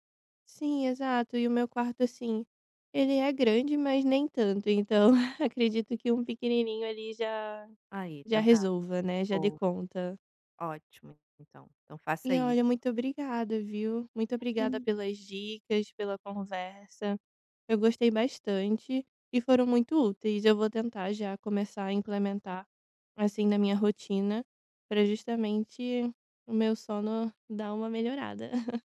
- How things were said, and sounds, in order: chuckle; chuckle
- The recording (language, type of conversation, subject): Portuguese, advice, Como posso estabelecer limites consistentes para o uso de telas antes de dormir?